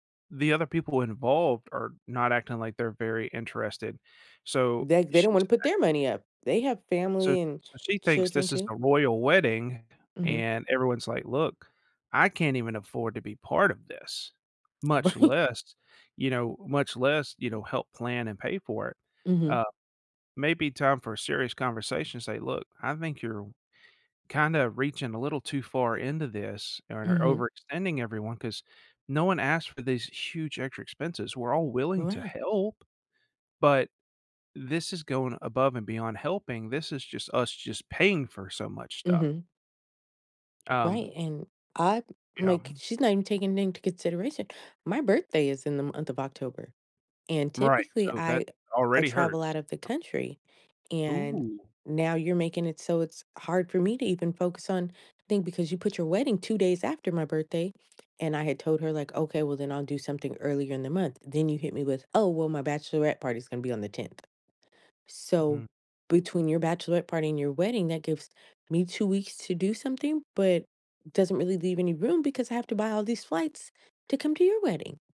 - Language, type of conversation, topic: English, advice, How can I prioritize and manage my responsibilities when I feel overwhelmed?
- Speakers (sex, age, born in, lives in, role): female, 40-44, United States, United States, user; male, 40-44, United States, United States, advisor
- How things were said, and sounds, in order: other background noise; unintelligible speech; laughing while speaking: "Right"; tapping; unintelligible speech